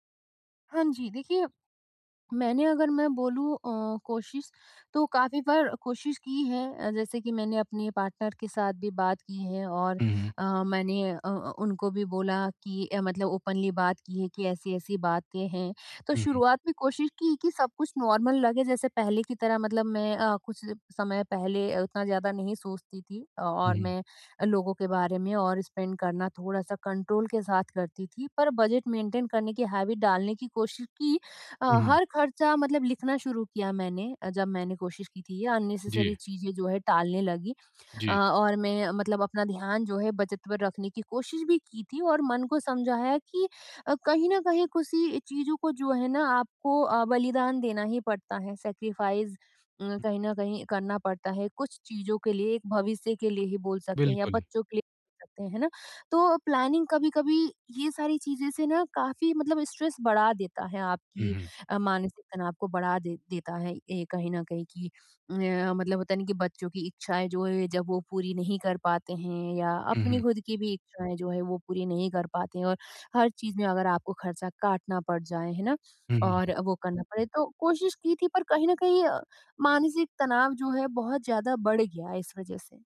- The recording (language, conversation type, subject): Hindi, advice, खर्च कम करते समय मानसिक तनाव से कैसे बचूँ?
- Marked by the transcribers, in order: in English: "पार्टनर"; in English: "ओपनली"; in English: "नॉर्मल"; tapping; in English: "स्पेंड"; in English: "कंट्रोल"; in English: "मैन्टेन"; in English: "हैबिट"; in English: "अननेसेसरी"; in English: "सैक्रिफाइस"; in English: "प्लानिंग"; in English: "स्ट्रेस"